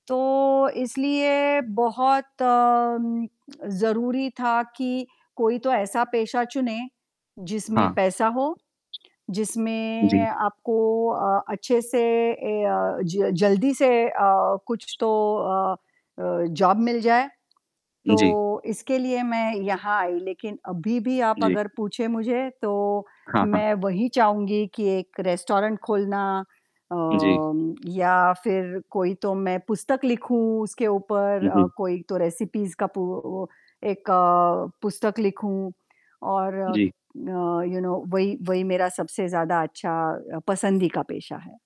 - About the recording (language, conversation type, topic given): Hindi, unstructured, आपका सपनों का काम या पेशा कौन सा है?
- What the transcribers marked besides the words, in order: static; other background noise; in English: "जॉब"; in English: "रेसिपीज़"; distorted speech; in English: "यू नो"